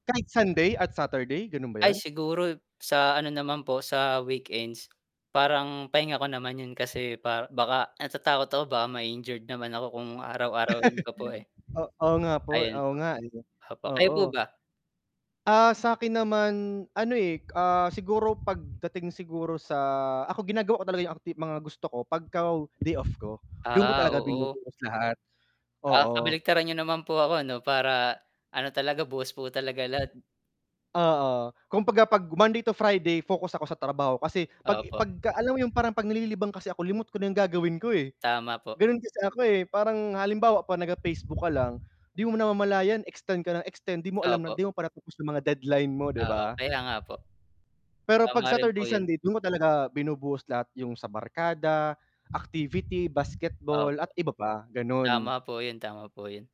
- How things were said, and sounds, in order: static; tapping; chuckle; wind; background speech
- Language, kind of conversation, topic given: Filipino, unstructured, Ano ang madalas mong gawin kapag may libreng oras ka?